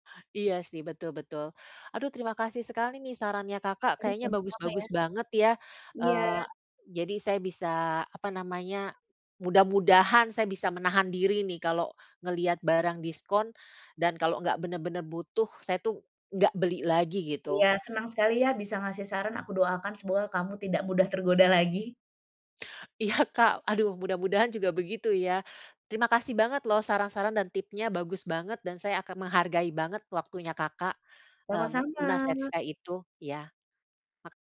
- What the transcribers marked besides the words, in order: laughing while speaking: "Iya"
- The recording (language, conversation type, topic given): Indonesian, advice, Mengapa saya selalu tergoda membeli barang diskon padahal sebenarnya tidak membutuhkannya?